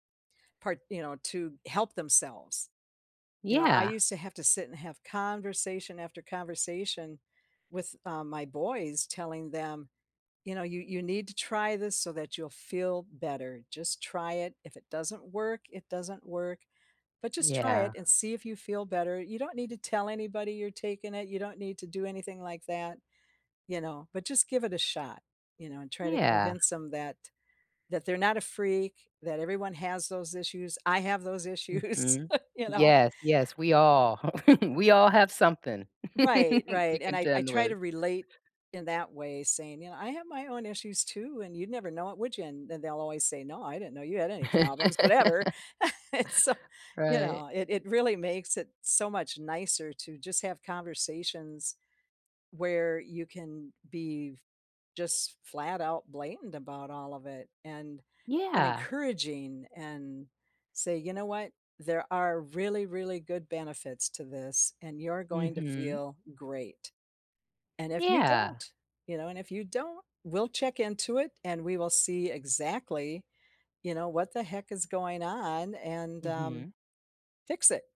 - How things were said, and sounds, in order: laughing while speaking: "issues, you know?"; chuckle; laugh; laugh; laughing while speaking: "And so"; tapping
- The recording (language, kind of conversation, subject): English, unstructured, How does stigma around mental illness hurt those who need help?
- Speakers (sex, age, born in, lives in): female, 55-59, United States, United States; female, 70-74, United States, United States